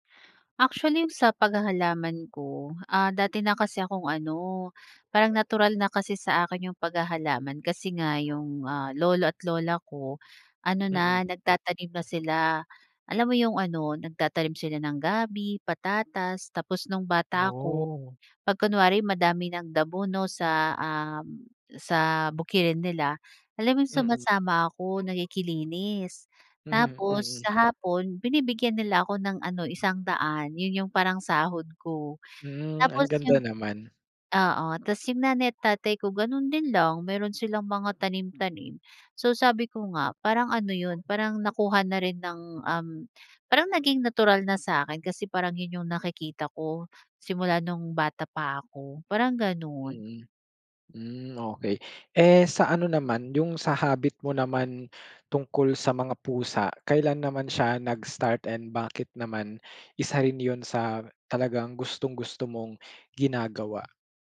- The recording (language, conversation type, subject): Filipino, podcast, Anong simpleng nakagawian ang may pinakamalaking epekto sa iyo?
- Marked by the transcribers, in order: tapping; other background noise